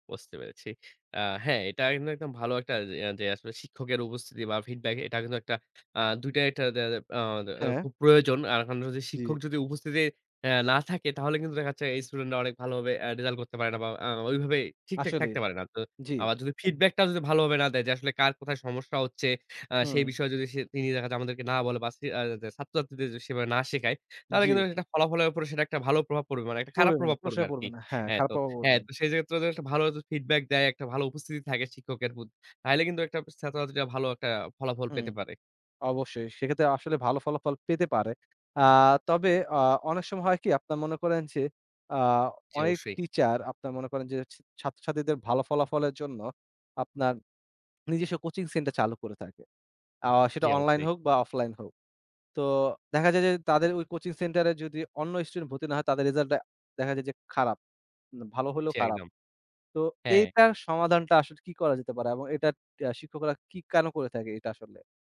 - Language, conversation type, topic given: Bengali, podcast, অনলাইন শেখা আর শ্রেণিকক্ষের পাঠদানের মধ্যে পার্থক্য সম্পর্কে আপনার কী মত?
- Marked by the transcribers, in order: other animal sound; "পড়বে" said as "পড়য়বে"; "প্রশ্নই" said as "প্রশয়"; unintelligible speech; swallow; tapping